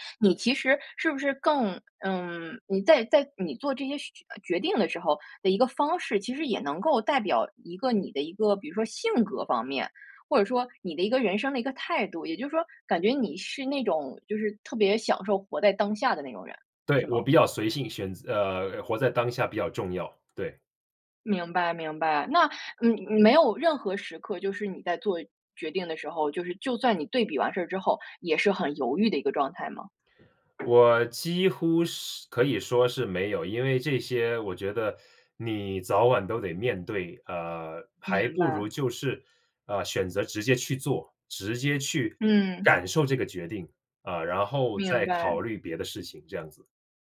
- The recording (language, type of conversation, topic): Chinese, podcast, 选项太多时，你一般怎么快速做决定？
- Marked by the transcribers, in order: other background noise; tapping; stressed: "感受"